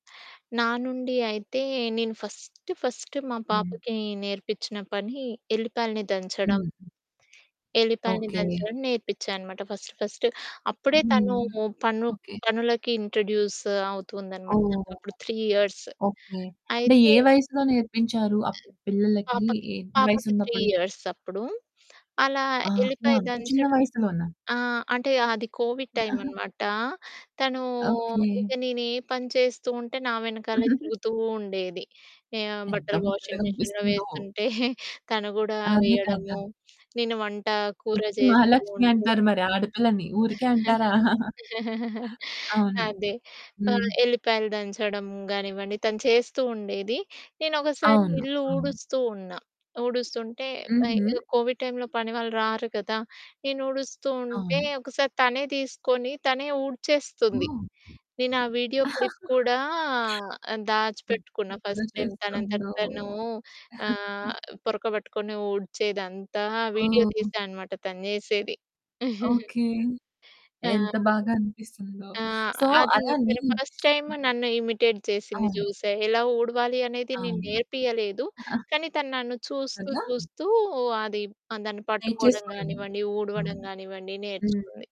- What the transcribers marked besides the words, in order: in English: "ఫస్ట్ ఫస్ట్"; other background noise; in English: "ఫస్ట్ ఫస్ట్"; in English: "ఇంట్రొడ్యూస్"; in English: "త్రీ ఇయర్స్"; distorted speech; in English: "త్రీ ఇయర్స్"; in English: "కోవిడ్ టైమ్"; chuckle; giggle; in English: "వాషింగ్ మిషన్‌లో"; chuckle; chuckle; in English: "కోవిడ్ టైమ్‌లో"; chuckle; in English: "క్లిప్"; unintelligible speech; in English: "ఫస్ట్ టైమ్"; chuckle; chuckle; unintelligible speech; in English: "ఫస్ట్ టైమ్"; in English: "సో"; in English: "ఇమిటేట్"; chuckle
- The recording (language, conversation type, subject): Telugu, podcast, కుటుంబంలో పనుల బాధ్యతలను పంచుకోవడం గురించి మీ అభిప్రాయం ఏమిటి?